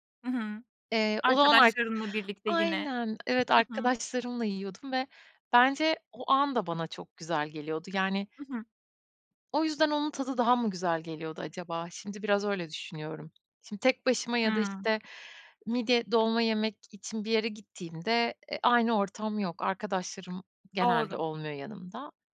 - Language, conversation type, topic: Turkish, podcast, Sokak lezzetleri senin için ne ifade ediyor?
- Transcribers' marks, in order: unintelligible speech; tapping; other background noise